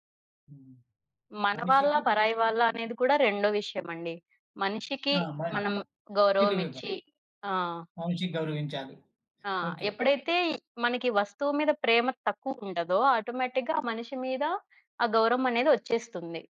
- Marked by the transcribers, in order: other background noise; in English: "ఆటోమేటిక్‌గా"
- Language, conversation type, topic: Telugu, podcast, మీరు మినిమలిజం పాటించడం వల్ల మీకు ఏం ప్రయోజనాలు దక్కాయి?